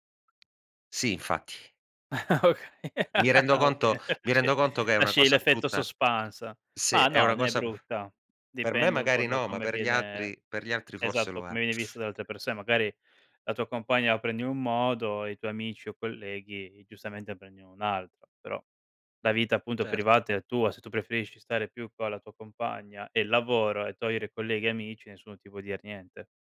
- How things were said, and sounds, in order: other background noise; chuckle; laughing while speaking: "Okay, ah, va bene. Ce"; laugh
- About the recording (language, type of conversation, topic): Italian, podcast, Come bilanci la vita privata e l’ambizione professionale?